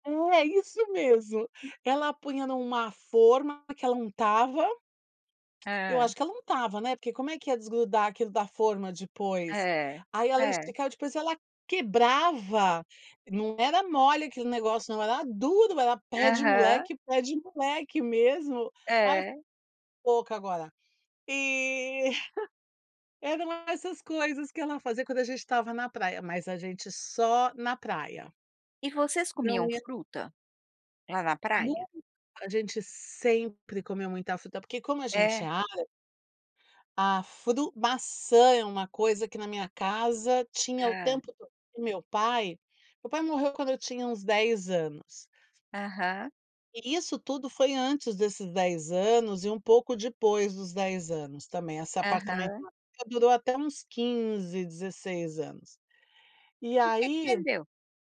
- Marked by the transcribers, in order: tapping; drawn out: "E"; giggle
- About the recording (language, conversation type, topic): Portuguese, podcast, Qual comida da infância te dá mais saudade?